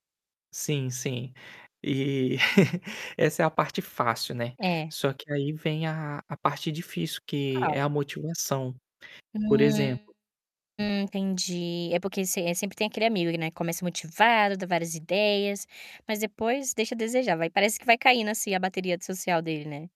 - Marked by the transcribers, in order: static; chuckle; distorted speech
- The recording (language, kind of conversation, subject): Portuguese, podcast, Como você costuma motivar seus colegas em projetos difíceis?